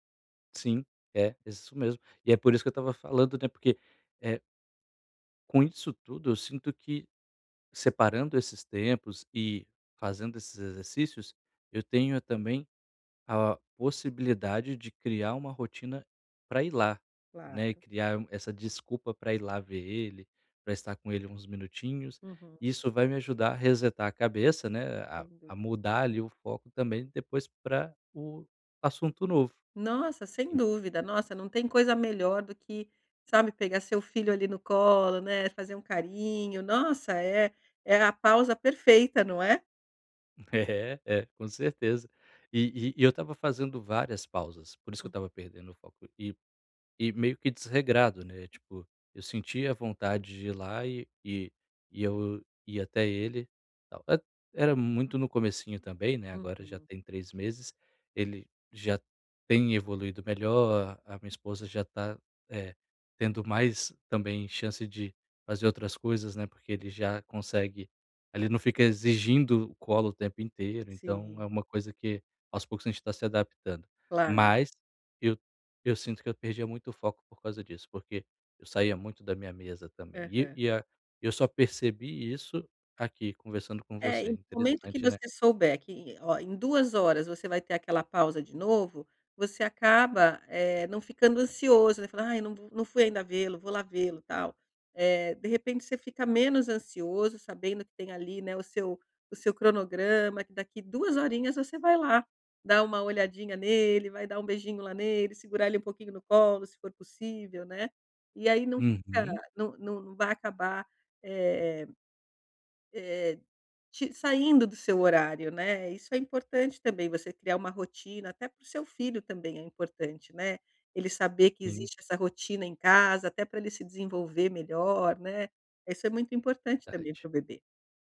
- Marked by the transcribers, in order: other background noise
- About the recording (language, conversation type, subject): Portuguese, advice, Como posso alternar entre tarefas sem perder o foco?